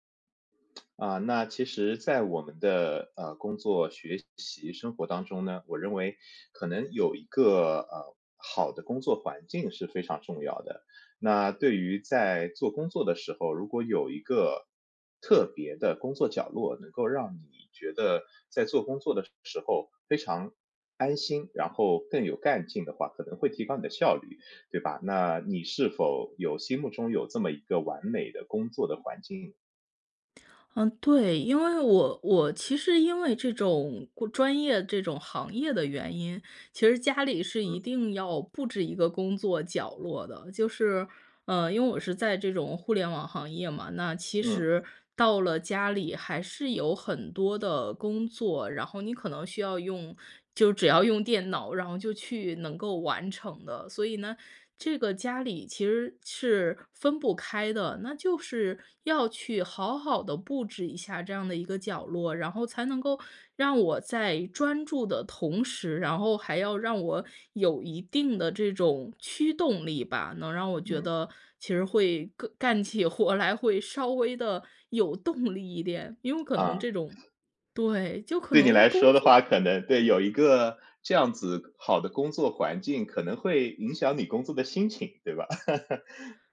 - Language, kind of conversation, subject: Chinese, podcast, 你会如何布置你的工作角落，让自己更有干劲？
- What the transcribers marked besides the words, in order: other background noise; laughing while speaking: "活"; chuckle